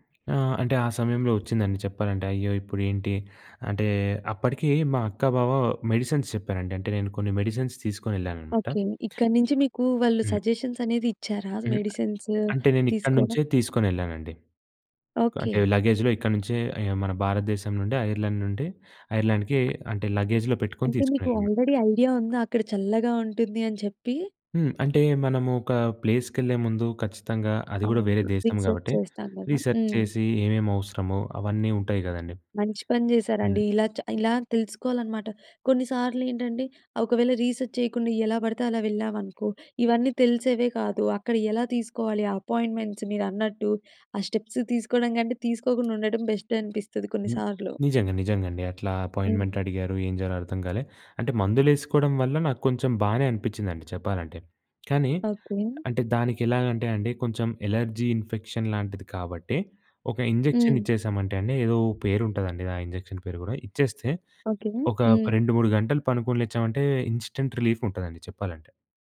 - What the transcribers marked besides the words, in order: in English: "మెడిసిన్స్"; in English: "మెడిసిన్స్"; other noise; in English: "సజెషన్స్"; in English: "లగేజ్‌లో"; in English: "లగేజ్‌లో"; in English: "ఆల్రెడీ ఐడియా"; tapping; in English: "ప్లేస్‌కెళ్ళే"; in English: "రీసెర్చ్"; in English: "రీసెర్చ్"; other background noise; in English: "రీసెర్చ్"; in English: "అపాయింట్మెంట్స్?"; in English: "స్టెప్స్"; in English: "అపోయిన్మెన్ట్"; in English: "ఎలర్జీ ఇన్ఫెక్షన్"; in English: "ఇంజెక్షన్"; in English: "ఇంజెక్షన్"; in English: "ఇస్టెంట్ రిలీఫ్"
- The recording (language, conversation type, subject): Telugu, podcast, వలస వెళ్లినప్పుడు మీరు ఏదైనా కోల్పోయినట్టుగా అనిపించిందా?